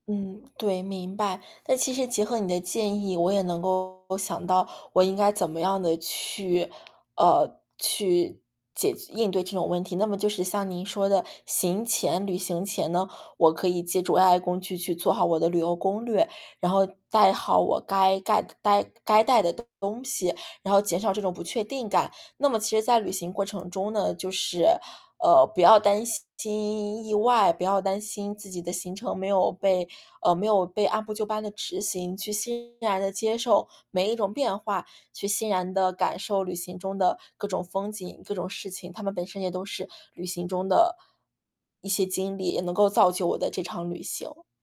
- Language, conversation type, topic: Chinese, advice, 出门旅行时，我该如何应对并缓解旅行焦虑？
- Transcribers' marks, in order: distorted speech